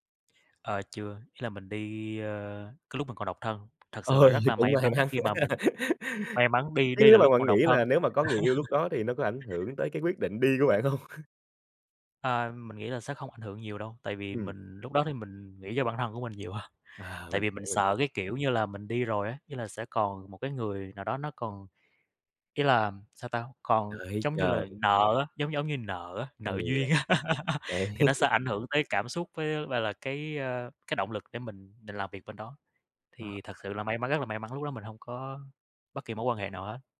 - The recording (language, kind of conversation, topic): Vietnamese, podcast, Quyết định nào đã thay đổi cuộc đời bạn nhiều nhất?
- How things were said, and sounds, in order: tapping; laughing while speaking: "Ơi, cũng mai mắn quá ha"; laugh; laugh; other background noise; laughing while speaking: "hông?"; laughing while speaking: "á"; laugh; chuckle